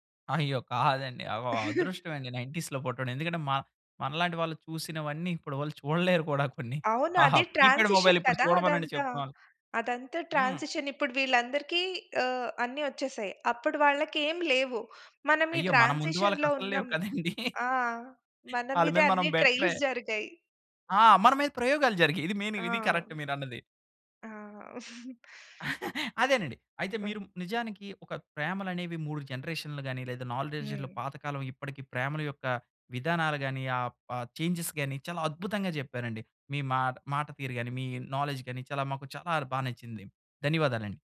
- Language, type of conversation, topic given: Telugu, podcast, ప్రతి తరం ప్రేమను ఎలా వ్యక్తం చేస్తుంది?
- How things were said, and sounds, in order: other background noise; chuckle; in English: "నైన్టీస్‌లో"; in English: "ట్రాన్సిషన్"; in English: "కీప్యాడ్ మొబైల్"; in English: "ట్రాన్సిషన్"; in English: "ట్రాన్సిషన్‌లో"; laughing while speaking: "కదండీ!"; in English: "ట్రైల్స్"; laughing while speaking: "బెటరే"; in English: "కరెక్ట్"; giggle; chuckle; in English: "నాలెడ్జ్‌లో"; in English: "చేంజ్‌స్"; in English: "నాలెడ్జ్"